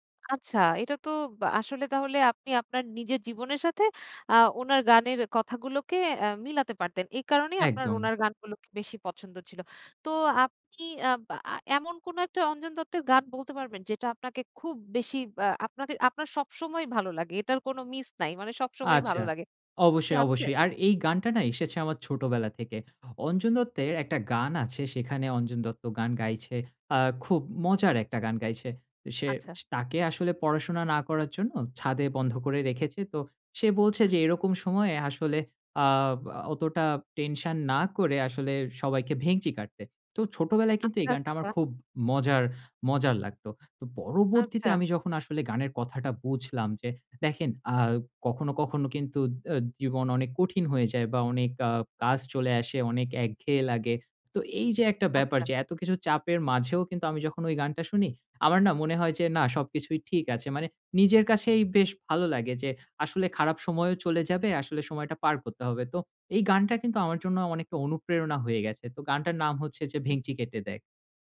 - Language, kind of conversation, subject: Bengali, podcast, কোন শিল্পী বা ব্যান্ড তোমাকে সবচেয়ে অনুপ্রাণিত করেছে?
- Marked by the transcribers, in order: none